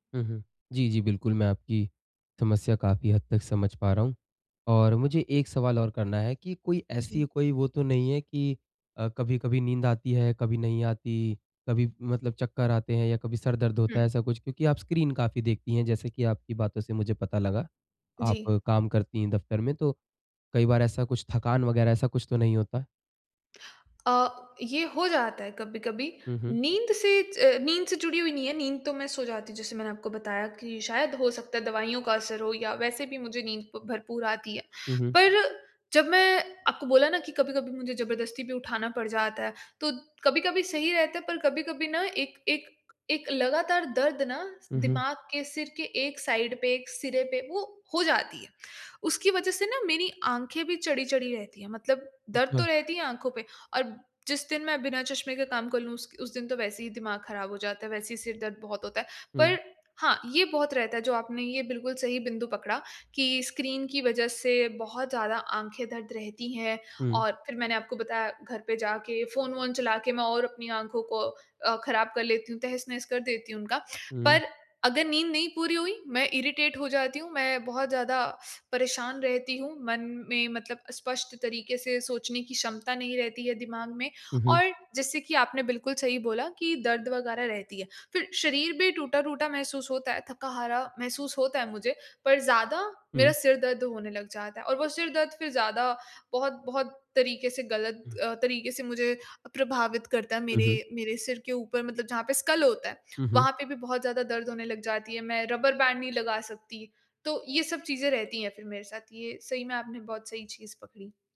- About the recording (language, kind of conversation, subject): Hindi, advice, दिन भर ऊर्जावान रहने के लिए कौन-सी आदतें अपनानी चाहिए?
- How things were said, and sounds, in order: in English: "स्क्रीन"; in English: "साइड"; in English: "इरिटेट"; sniff; in English: "स्कल"; in English: "रबर बैंड"